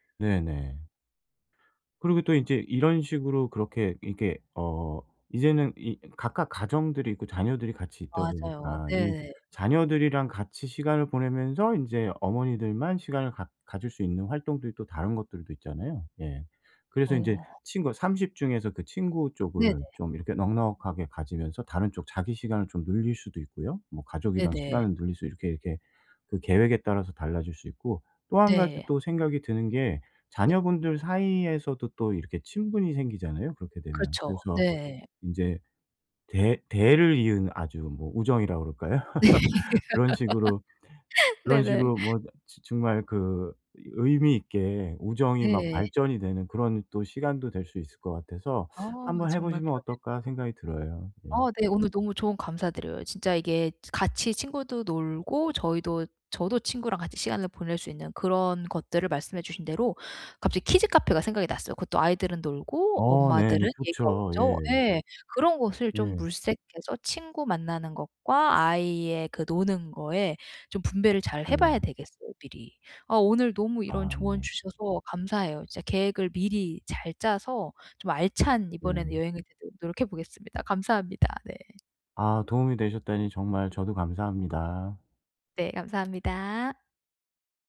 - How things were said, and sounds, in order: laughing while speaking: "네"; laughing while speaking: "그럴까요?"; laugh; tapping
- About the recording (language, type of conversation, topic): Korean, advice, 짧은 휴가 기간을 최대한 효율적이고 알차게 보내려면 어떻게 계획하면 좋을까요?